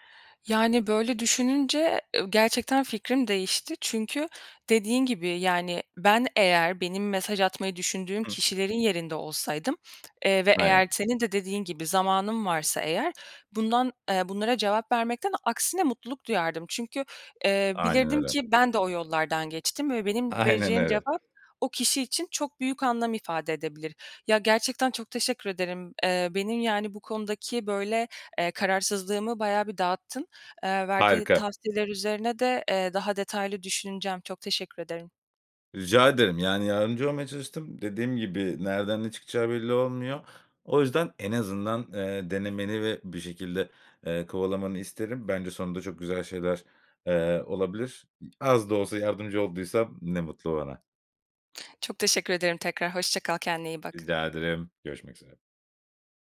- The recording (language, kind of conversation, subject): Turkish, advice, Mezuniyet sonrası ne yapmak istediğini ve amacını bulamıyor musun?
- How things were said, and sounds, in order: other background noise; laughing while speaking: "Aynen öyle"; tapping